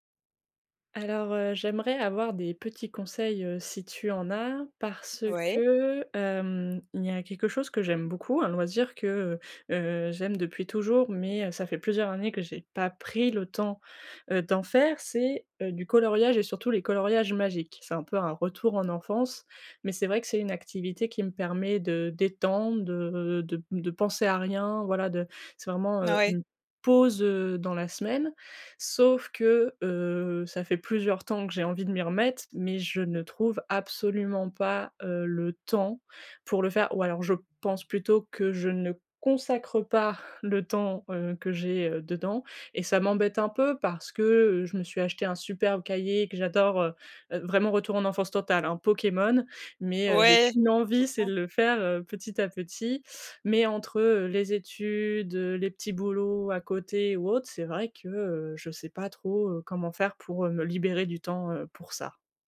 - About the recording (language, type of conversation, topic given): French, advice, Comment trouver du temps pour développer mes loisirs ?
- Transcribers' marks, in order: none